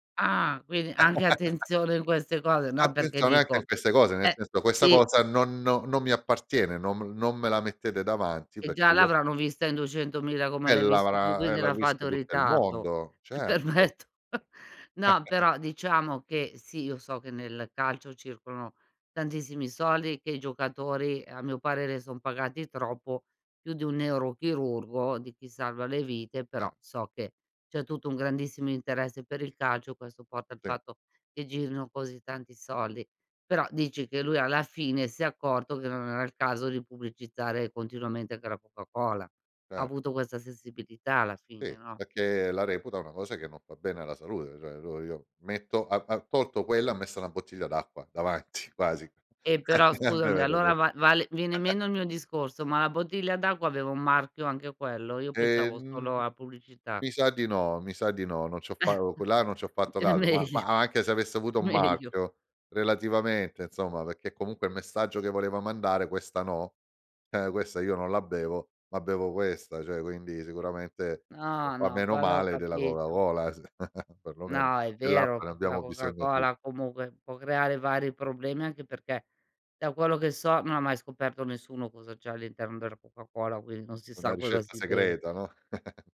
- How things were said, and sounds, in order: laugh; tapping; laughing while speaking: "Mi permetto"; chuckle; unintelligible speech; "perché" said as "pecché"; laughing while speaking: "davanti"; other noise; laugh; chuckle; laughing while speaking: "È meglio, meglio"; "perché" said as "pecché"; chuckle; "della" said as "derra"; chuckle
- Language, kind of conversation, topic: Italian, podcast, Secondo te, che cos’è un’icona culturale oggi?